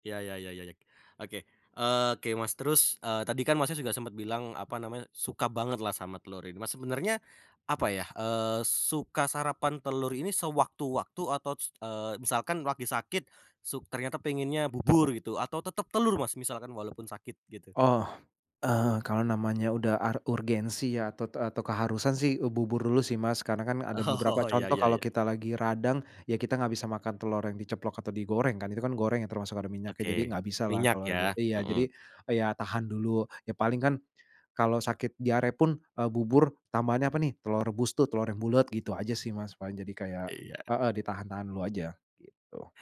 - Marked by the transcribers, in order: laughing while speaking: "Oh"
- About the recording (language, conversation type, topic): Indonesian, podcast, Apa sarapan favoritmu, dan kenapa kamu memilihnya?